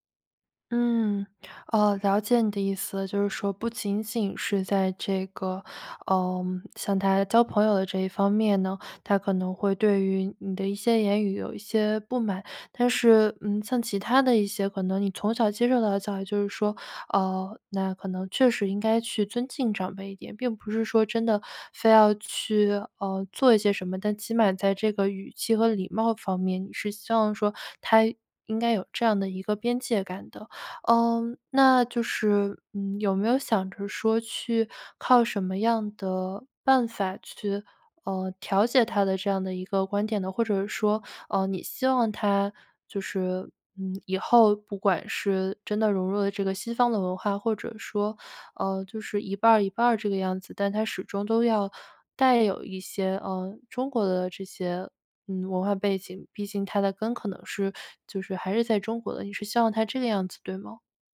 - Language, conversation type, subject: Chinese, advice, 我因为与家人的价值观不同而担心被排斥，该怎么办？
- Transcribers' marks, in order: none